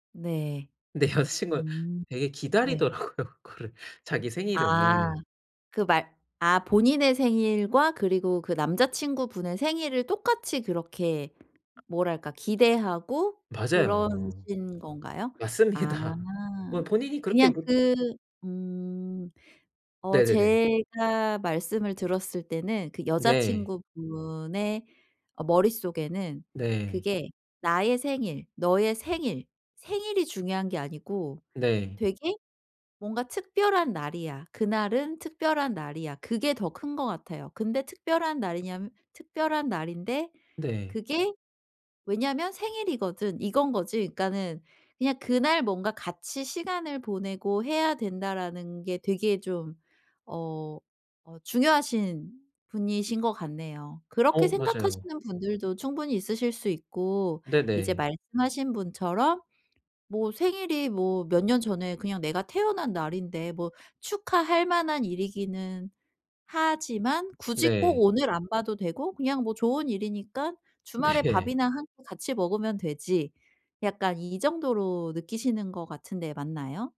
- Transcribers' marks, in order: laughing while speaking: "근데 여자친구가"; laughing while speaking: "기다리더라고요, 그거를"; other background noise; tapping; laughing while speaking: "맞습니다"; laughing while speaking: "네"
- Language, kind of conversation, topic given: Korean, advice, 축하 행사에서 기대와 현실이 달라 힘들 때 어떻게 하면 좋을까요?